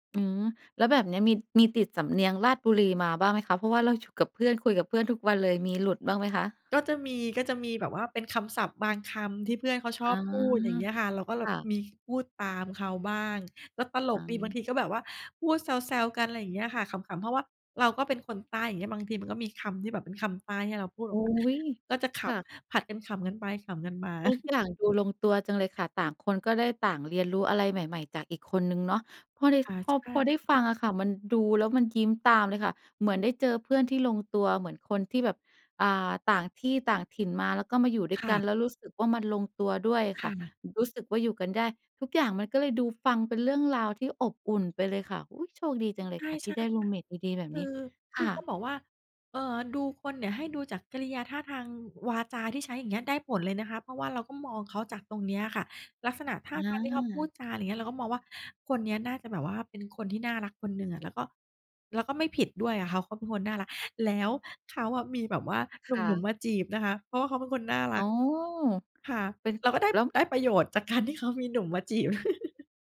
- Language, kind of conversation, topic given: Thai, podcast, มีคำแนะนำสำหรับคนที่เพิ่งย้ายมาอยู่เมืองใหม่ว่าจะหาเพื่อนได้อย่างไรบ้าง?
- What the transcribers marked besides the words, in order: chuckle; chuckle